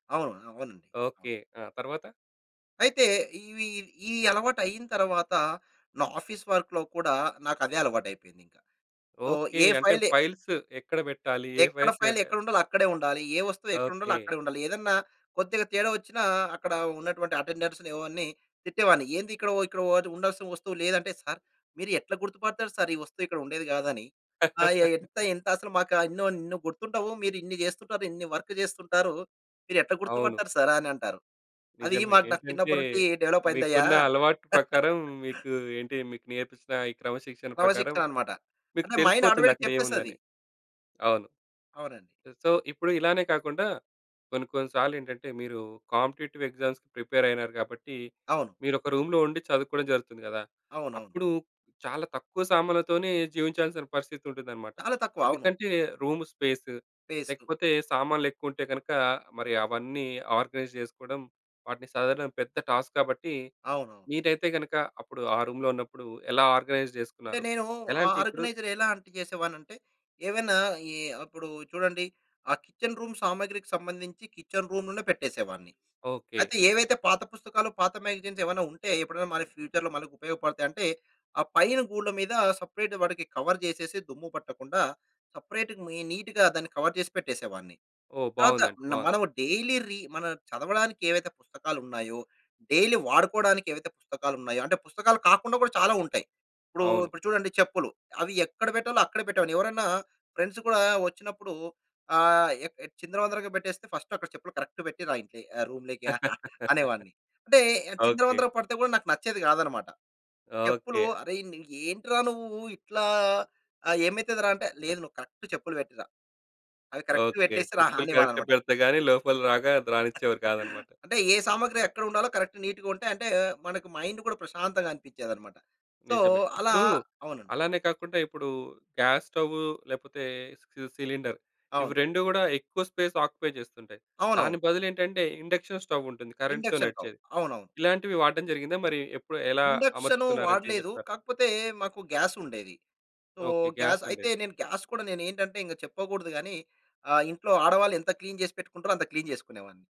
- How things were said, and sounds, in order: tapping; in English: "ఆఫీస్ వర్క్‌లో"; in English: "సో"; in English: "ఫైల్స్"; in English: "ఫైల్స్"; in English: "ఫైల్"; in English: "అటెండర్స్‌ని"; chuckle; in English: "వర్క్"; in English: "డెవలప్"; chuckle; in English: "మైండ్ ఆటోమేటిక్"; in English: "సో"; in English: "కాంపిటీటివ్ ఎగ్జామ్స్‌కీ ప్రిపేర్"; in English: "రూమ్‌లో"; in English: "రూమ్ స్పేస్"; in English: "ఆర్గనైజ్"; in English: "టాస్క్"; in English: "రూమ్‌లో"; in English: "ఆర్గనైజ్"; in English: "ఆర్గనైజర్"; in English: "కిచెన్ రూమ్"; in English: "కిచెన్ రూమ్‌లోనే"; other background noise; in English: "మాగజైన్స్"; in English: "ఫ్యూచర్‌లో"; in English: "సెపరేట్"; in English: "కవర్"; in English: "సెపరేట్‌గా"; in English: "నీట్‌గా"; in English: "కవర్"; in English: "డైలీ"; in English: "డైలీ"; in English: "ఫ్రెండ్స్"; in English: "ఫస్ట్"; in English: "కరెక్ట్"; laugh; in English: "రూమ్‌లోకి"; giggle; in English: "కరెక్ట్"; in English: "కరెక్ట్‌గా"; in English: "కరెక్ట్‌గా"; giggle; in English: "కరెక్ట్ నీట్‌గా"; in English: "మైండ్"; in English: "సో"; in English: "సి సిలిండర్"; in English: "స్పేస్ ఆక్యుపై"; in English: "ఇండక్షన్ స్టోవ్"; in English: "కరెంట్‌తో"; in English: "ఇండక్షన్"; in English: "సో, గ్యాస్"; in English: "గ్యాస్"; in English: "క్లీన్"; in English: "క్లీన్"
- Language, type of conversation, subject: Telugu, podcast, తక్కువ సామాగ్రితో జీవించడం నీకు ఎందుకు ఆకర్షణీయంగా అనిపిస్తుంది?